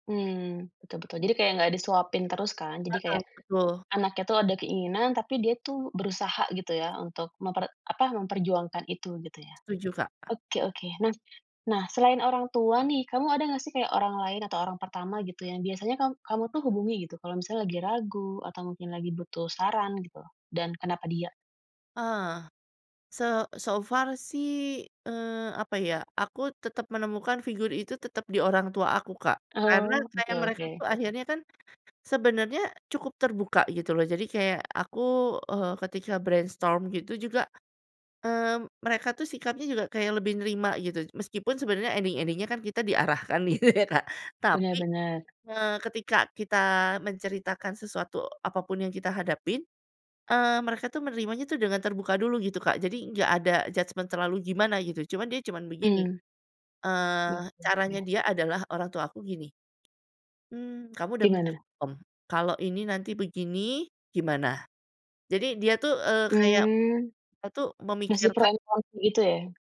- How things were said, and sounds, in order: in English: "so far"; in English: "brainstorm"; in English: "ending-ending-nya"; chuckle; in English: "judgement"; tapping; in English: "and con"
- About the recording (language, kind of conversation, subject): Indonesian, podcast, Seberapa penting opini orang lain saat kamu galau memilih?